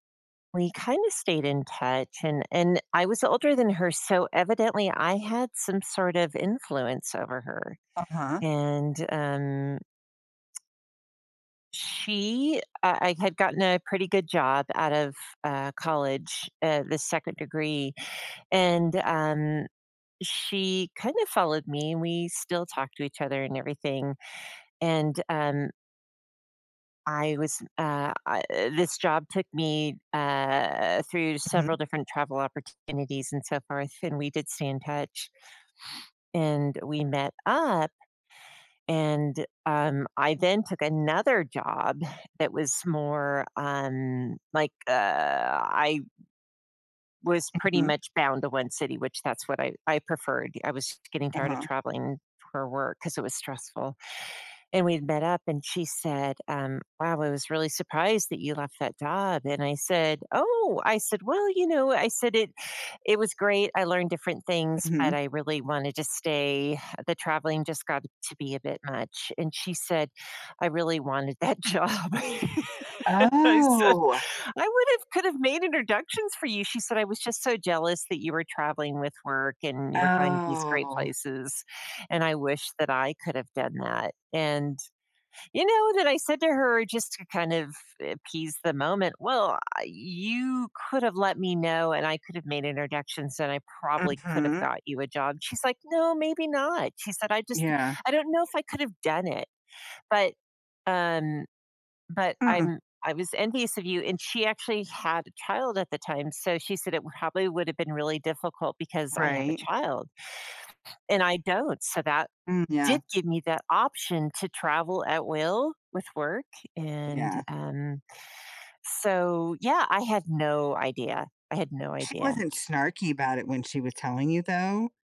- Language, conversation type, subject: English, unstructured, How can one handle jealousy when friends get excited about something new?
- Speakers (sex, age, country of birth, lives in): female, 55-59, United States, United States; female, 60-64, United States, United States
- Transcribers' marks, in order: tsk; tapping; sniff; put-on voice: "Oh"; put-on voice: "Well, you know"; gasp; drawn out: "Oh"; laughing while speaking: "that job, I said"; put-on voice: "I would have could have made introductions for you"; drawn out: "Oh"; put-on voice: "No, maybe not"; put-on voice: "I don't know if I could've"; sniff